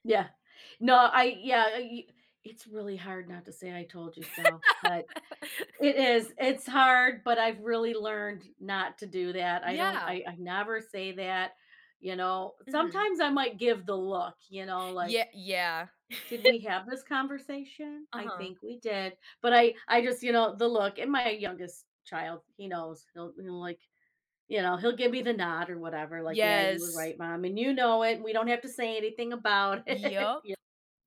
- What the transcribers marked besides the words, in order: other background noise; laugh; giggle; laughing while speaking: "it"
- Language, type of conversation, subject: English, unstructured, How do you define success in your own life?
- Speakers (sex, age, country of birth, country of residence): female, 20-24, Italy, United States; female, 55-59, United States, United States